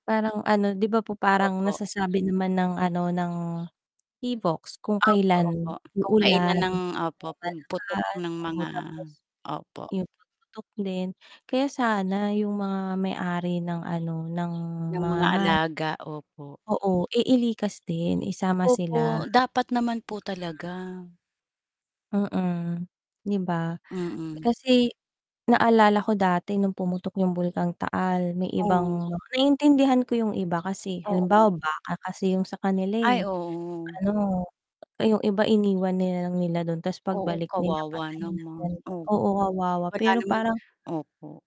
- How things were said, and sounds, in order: static; tapping; mechanical hum; bird; distorted speech
- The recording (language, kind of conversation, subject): Filipino, unstructured, Paano mo matutulungan ang mga hayop na nasalanta ng kalamidad?